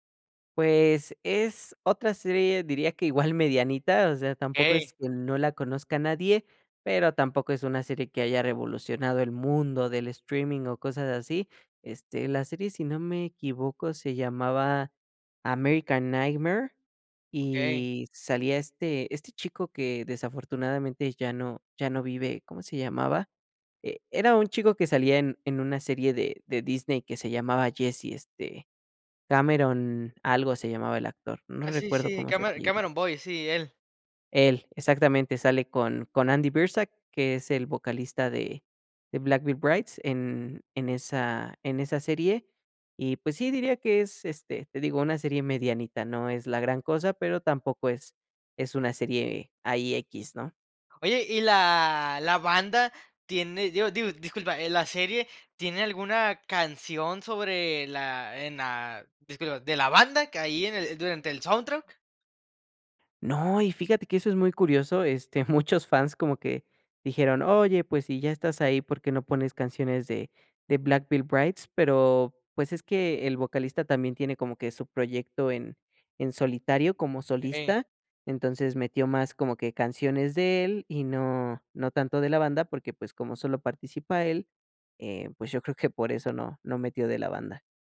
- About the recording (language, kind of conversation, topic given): Spanish, podcast, ¿Qué canción sientes que te definió durante tu adolescencia?
- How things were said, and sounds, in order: none